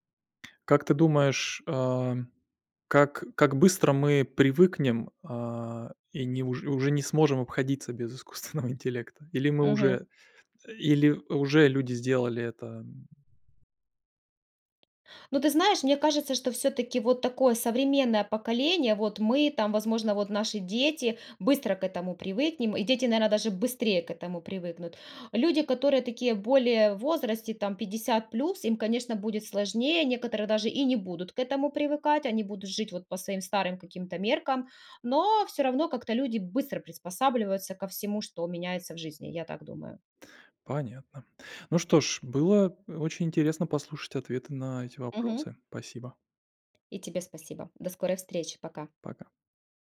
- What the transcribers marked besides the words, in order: laughing while speaking: "искусственного"; tapping
- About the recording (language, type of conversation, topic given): Russian, podcast, Как вы относитесь к использованию ИИ в быту?